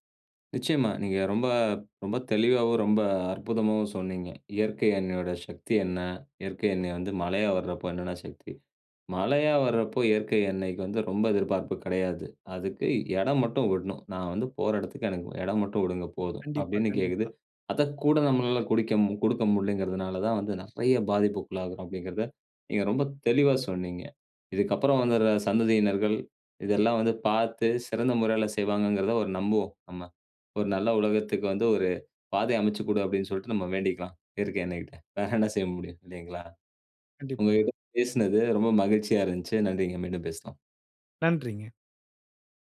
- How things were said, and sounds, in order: laughing while speaking: "வேற என்ன செய்ய முடியும்"
- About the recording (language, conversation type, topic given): Tamil, podcast, மழையுள்ள ஒரு நாள் உங்களுக்கு என்னென்ன பாடங்களைக் கற்றுத்தருகிறது?